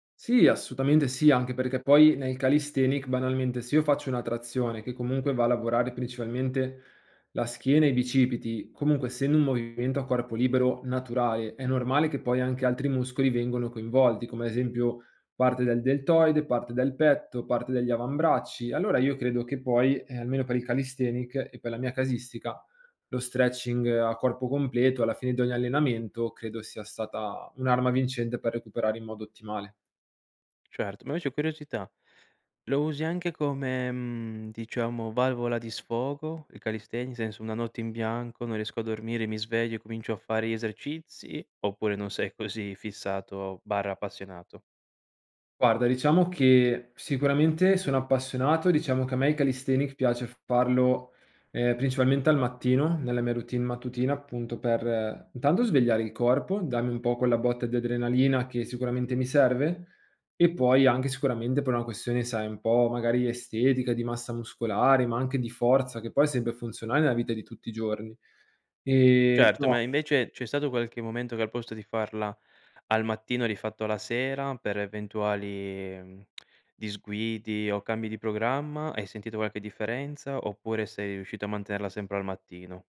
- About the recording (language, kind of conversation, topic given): Italian, podcast, Come creare una routine di recupero che funzioni davvero?
- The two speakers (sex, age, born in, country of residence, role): male, 25-29, Italy, Italy, guest; male, 25-29, Italy, Italy, host
- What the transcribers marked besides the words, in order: "assolutamente" said as "assutamente"; "calisthenics" said as "calisthenic"; "calisthenics" said as "calisthenic"; in English: "stretching"; "calisthenics" said as "calisthenic"